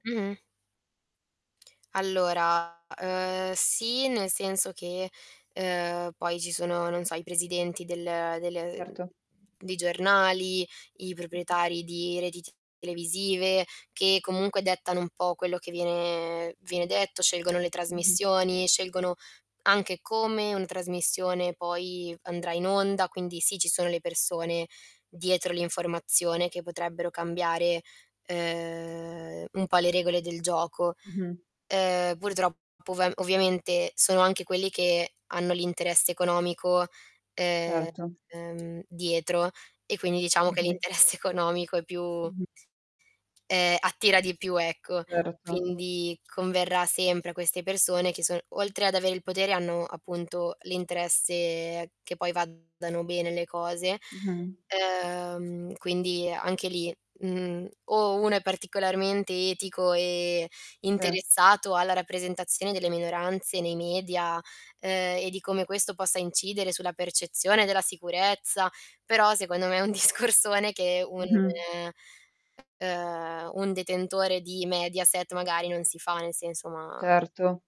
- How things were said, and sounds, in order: tapping; distorted speech; drawn out: "ehm"; drawn out: "ehm"; laughing while speaking: "l'interesse"; other background noise; drawn out: "ehm"; "Sì" said as "se"; laughing while speaking: "discorsone"; mechanical hum
- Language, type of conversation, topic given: Italian, podcast, In che modo la rappresentazione delle minoranze nei media incide sulla società?